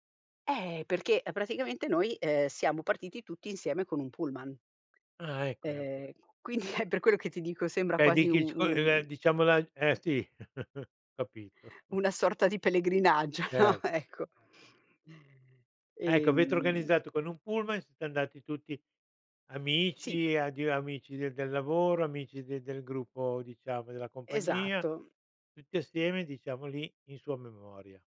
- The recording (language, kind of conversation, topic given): Italian, podcast, Hai una canzone che ti riporta subito indietro nel tempo?
- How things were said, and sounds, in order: laughing while speaking: "quindi è"; chuckle; laughing while speaking: "no, ecco"